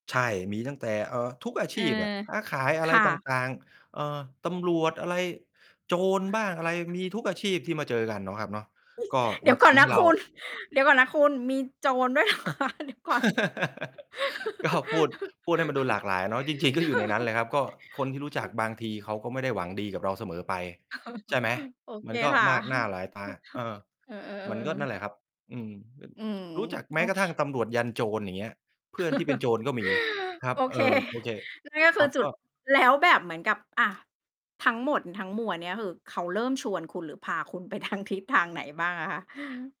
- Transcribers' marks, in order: chuckle; laugh; laughing while speaking: "ก็"; laughing while speaking: "เหรอคะ เดี๋ยวก่อน"; laughing while speaking: "จริง ๆ"; laugh; laughing while speaking: "เออ"; chuckle; chuckle; laughing while speaking: "โอเค"; distorted speech; mechanical hum; laughing while speaking: "ทาง"
- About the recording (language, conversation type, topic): Thai, podcast, งานอดิเรกนี้เปลี่ยนชีวิตคุณไปอย่างไรบ้าง?